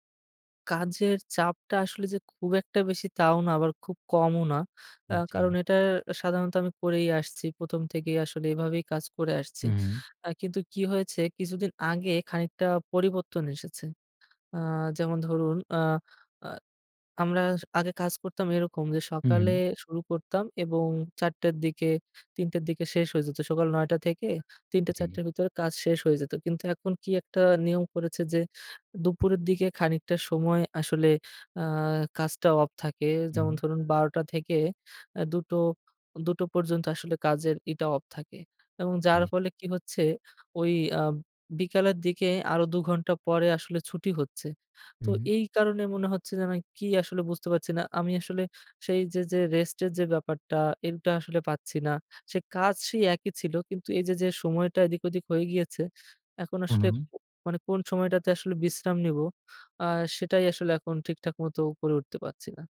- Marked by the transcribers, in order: other background noise
- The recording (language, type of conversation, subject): Bengali, advice, আমি কীভাবে কাজ আর বিশ্রামের মধ্যে সঠিক ভারসাম্য ও সীমা বজায় রাখতে পারি?